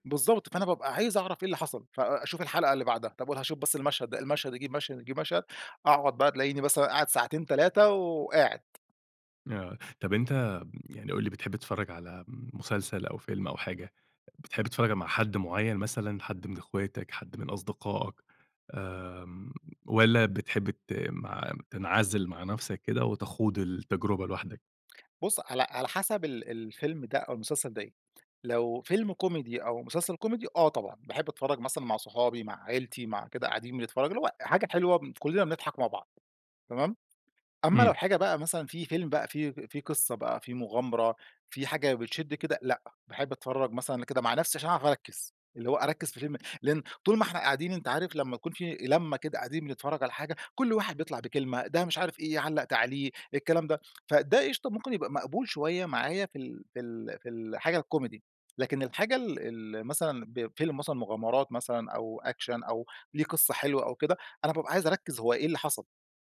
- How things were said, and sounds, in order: tapping; in English: "أكشن"
- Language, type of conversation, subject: Arabic, podcast, إيه أكتر حاجة بتشدك في بداية الفيلم؟